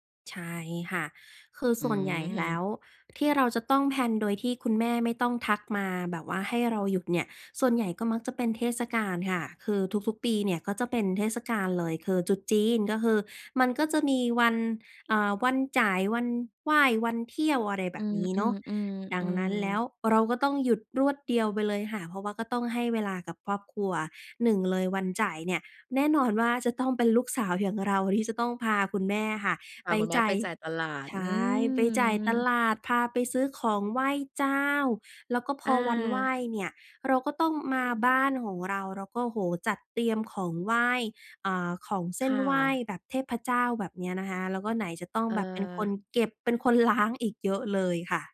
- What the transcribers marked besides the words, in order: in English: "แพลน"; drawn out: "อืม"; laughing while speaking: "คนล้าง"
- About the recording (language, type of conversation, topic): Thai, podcast, จะจัดสมดุลงานกับครอบครัวอย่างไรให้ลงตัว?